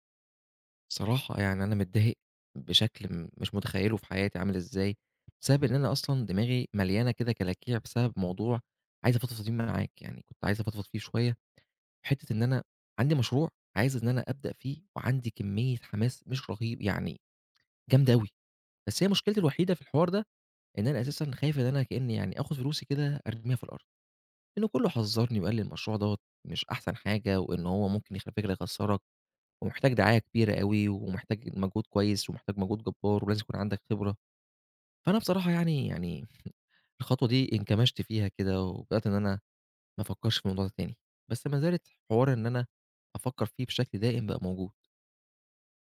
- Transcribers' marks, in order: tapping
- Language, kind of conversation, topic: Arabic, advice, إزاي أقدر أتخطّى إحساس العجز عن إني أبدأ مشروع إبداعي رغم إني متحمّس وعندي رغبة؟